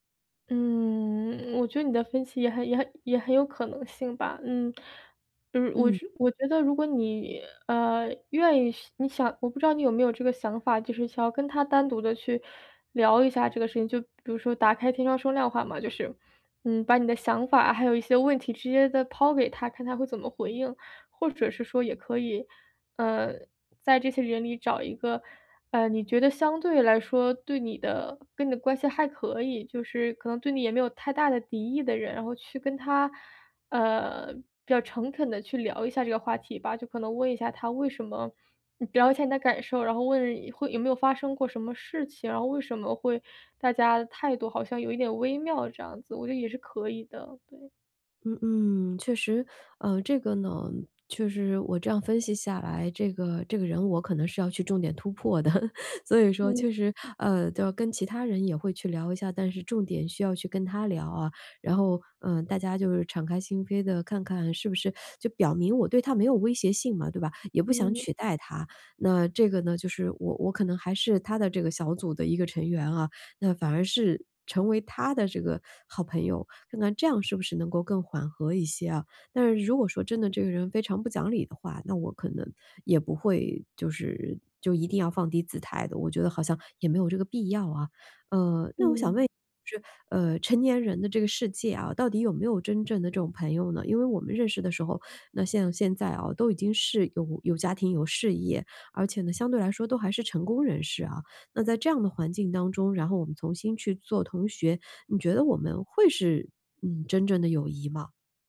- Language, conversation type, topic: Chinese, advice, 我覺得被朋友排除時該怎麼調適自己的感受？
- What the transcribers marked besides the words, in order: chuckle; teeth sucking; "朋" said as "盆"; "重新" said as "从新"